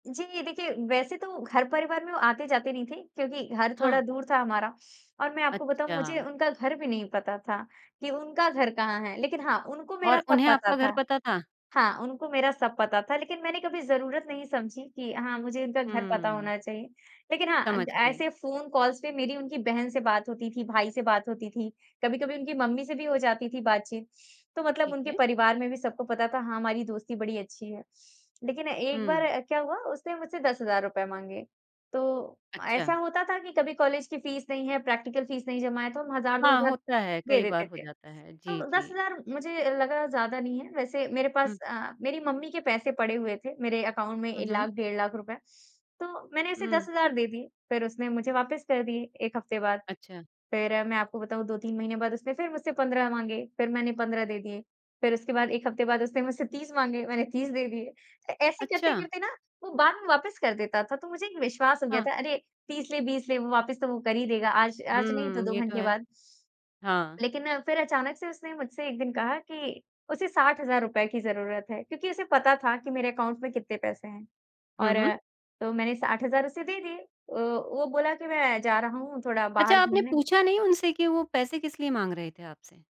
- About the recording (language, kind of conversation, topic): Hindi, podcast, आपने जीवन में सबसे बड़ा सबक कब सीखा?
- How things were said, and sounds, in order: in English: "कॉल्स"; in English: "फ़ीस"; in English: "फ़ीस"; in English: "अकाउंट"; in English: "अकाउंट"